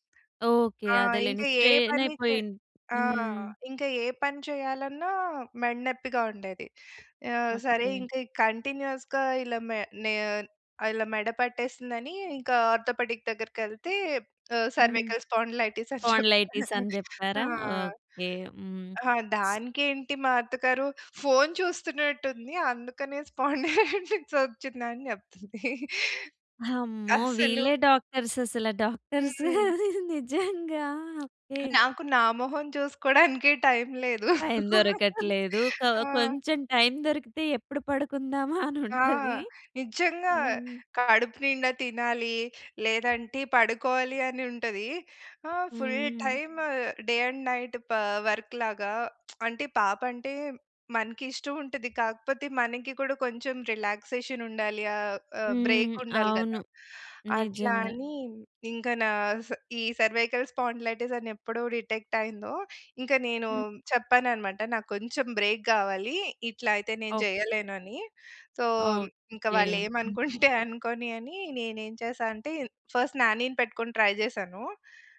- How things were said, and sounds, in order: other background noise; in English: "కంటిన్యూయస్‌గా"; in English: "ఆర్థోపెడిక్"; in English: "సర్వికల్ స్పాండిలైటిస్"; laughing while speaking: "చెప్పా"; tapping; laughing while speaking: "స్పాండిలైటిసొచ్చిందని చెప్తుంది"; surprised: "హమ్మో!"; in English: "డాక్టర్స్"; laughing while speaking: "డాక్టర్సు నిజంగా, ఓకే"; laughing while speaking: "చూసుకోడానికే టైమ్ లేదు. ఆ!"; laughing while speaking: "పడుకుందామా అనుంటది"; in English: "ఫుల్ టైమ్ డే అండ్ నైట్"; in English: "వర్క్‌లాగా"; lip smack; in English: "సర్వైకల్ స్పాండిలైటిస్"; in English: "బ్రేక్"; in English: "సో"; chuckle; in English: "ఫస్ట్"
- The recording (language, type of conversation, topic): Telugu, podcast, నిరంతర ఒత్తిడికి బాధపడినప్పుడు మీరు తీసుకునే మొదటి మూడు చర్యలు ఏవి?